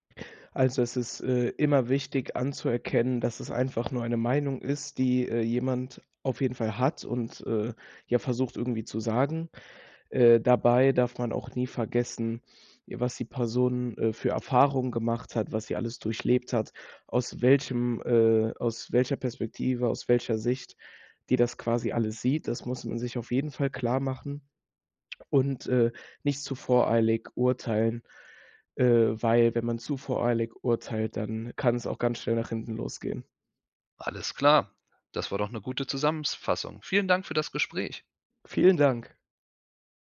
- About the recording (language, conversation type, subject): German, podcast, Wie gehst du mit Meinungsverschiedenheiten um?
- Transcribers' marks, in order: none